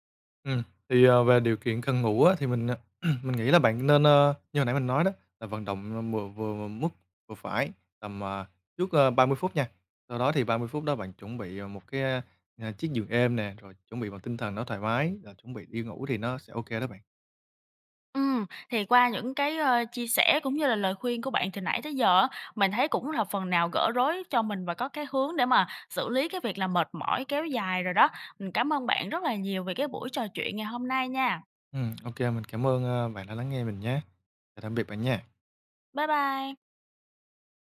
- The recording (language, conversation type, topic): Vietnamese, advice, Vì sao tôi vẫn mệt mỏi kéo dài dù ngủ đủ giấc và nghỉ ngơi cuối tuần mà không đỡ hơn?
- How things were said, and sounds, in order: throat clearing; tapping